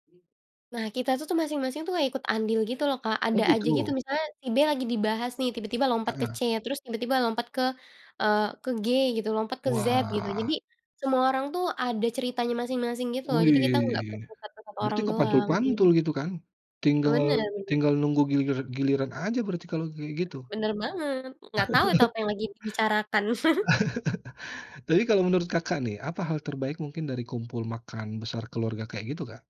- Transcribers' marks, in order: tapping; laugh; laugh; chuckle
- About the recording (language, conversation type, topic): Indonesian, podcast, Bagaimana kebiasaan keluargamu saat berkumpul dan makan besar?